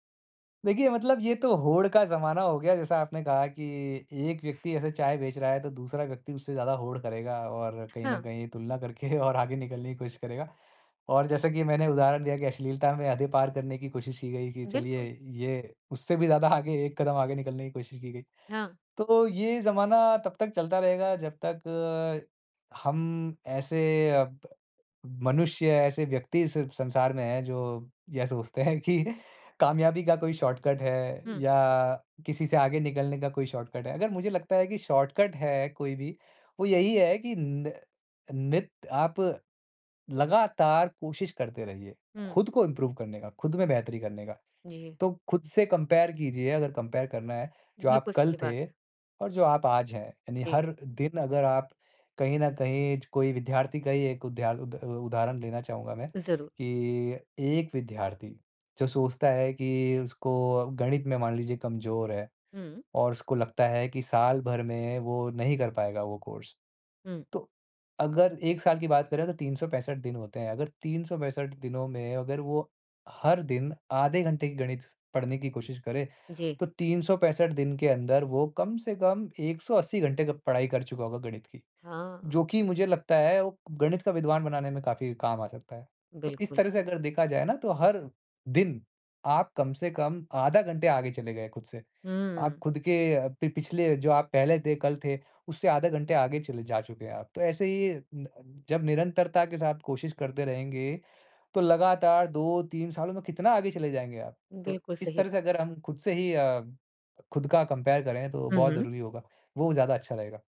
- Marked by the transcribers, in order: other background noise; laughing while speaking: "करके"; laughing while speaking: "आगे"; laughing while speaking: "हैं कि"; in English: "शॉर्टकट"; in English: "शॉर्टकट"; in English: "शॉर्टकट"; in English: "इम्प्रूव"; in English: "कंपेयर"; in English: "कंपेयर"; tapping; in English: "कोर्स"; in English: "कंपेयर"
- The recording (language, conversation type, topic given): Hindi, podcast, दूसरों से तुलना करने की आदत आपने कैसे छोड़ी?
- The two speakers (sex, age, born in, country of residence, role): female, 50-54, India, India, host; male, 35-39, India, India, guest